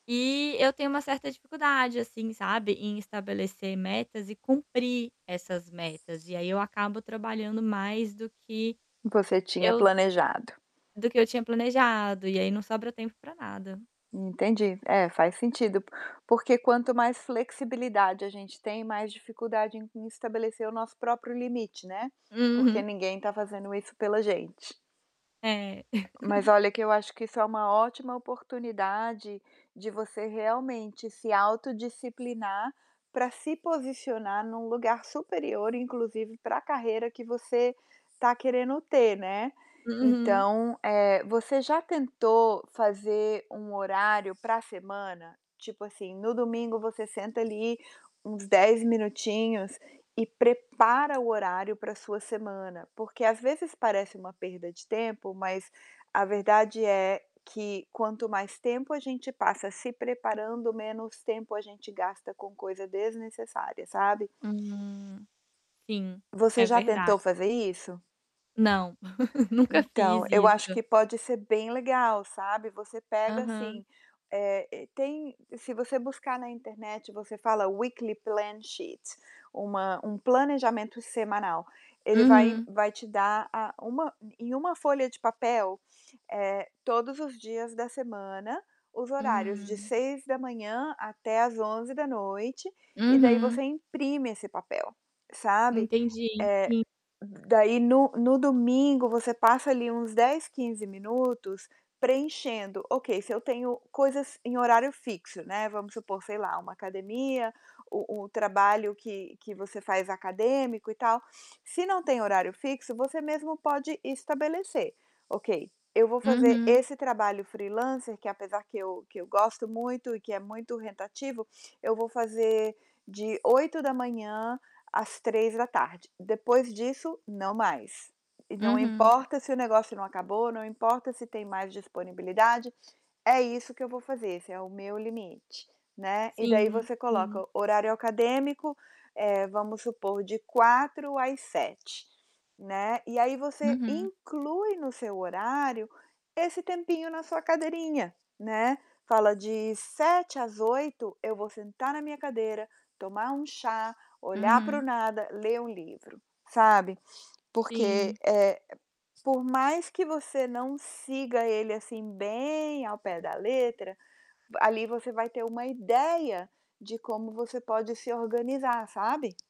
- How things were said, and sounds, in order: static; tapping; other background noise; laugh; laugh; put-on voice: "Weekly plan sheet"; distorted speech
- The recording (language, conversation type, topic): Portuguese, advice, Como posso retomar meus hobbies se não tenho tempo nem energia?